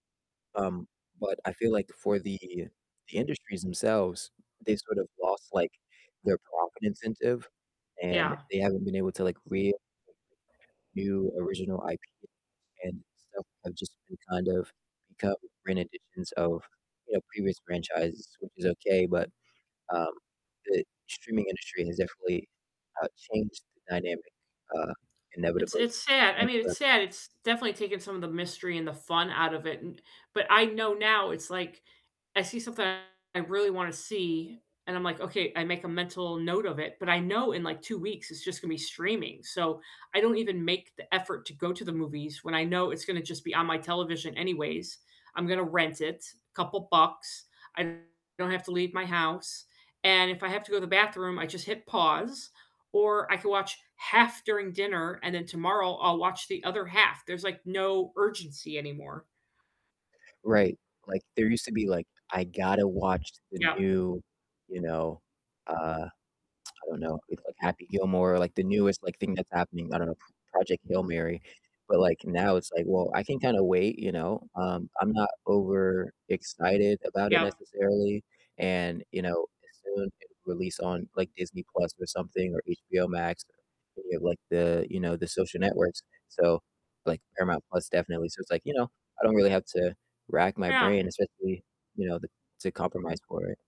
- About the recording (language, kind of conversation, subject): English, unstructured, What are your weekend viewing rituals, from snacks and setup to who you watch with?
- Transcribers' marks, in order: distorted speech; other background noise; unintelligible speech; static; tsk